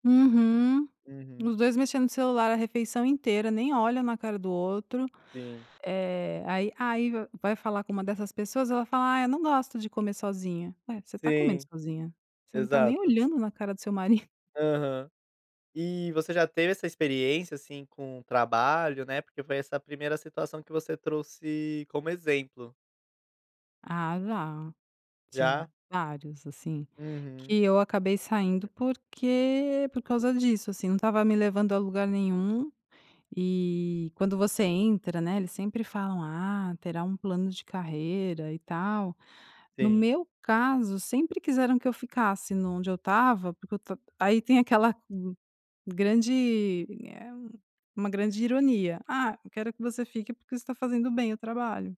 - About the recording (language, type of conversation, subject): Portuguese, podcast, Como você se convence a sair da zona de conforto?
- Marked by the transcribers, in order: laugh; other background noise